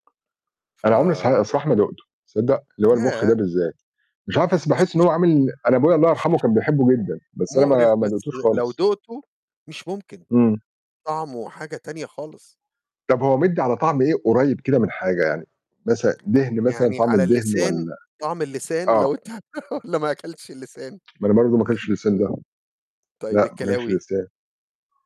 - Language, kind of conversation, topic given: Arabic, unstructured, إيه الأكلة اللي بتخليك تحس بالسعادة فورًا؟
- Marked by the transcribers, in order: tapping; other noise; unintelligible speech; mechanical hum; static; laughing while speaking: "أنت والّا ما أكلتش اللسان؟"; distorted speech